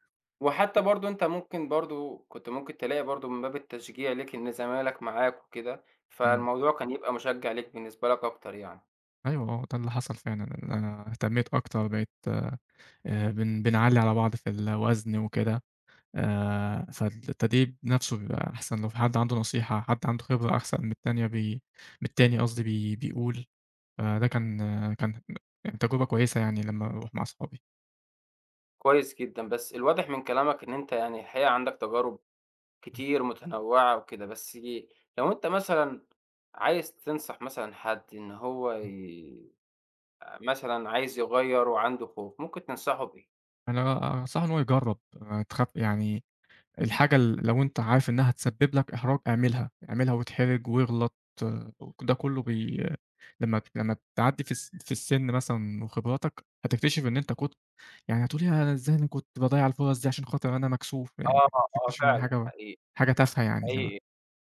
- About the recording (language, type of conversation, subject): Arabic, podcast, إزاي بتتعامل مع الخوف من التغيير؟
- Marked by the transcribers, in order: other background noise